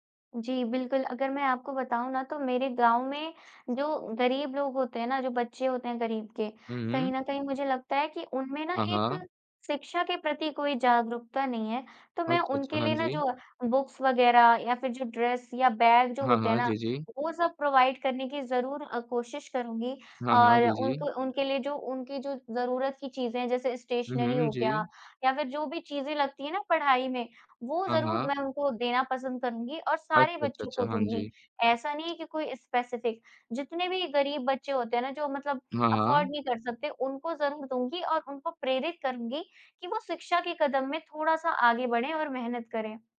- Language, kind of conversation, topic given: Hindi, unstructured, अगर आपको अचानक बहुत सारे पैसे मिल जाएँ, तो आप सबसे पहले क्या करेंगे?
- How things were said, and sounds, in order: in English: "बुक्स"; in English: "ड्रेस"; in English: "प्रोवाइड"; in English: "स्टेशनरी"; in English: "स्पेसिफिक"; in English: "अफोर्ड"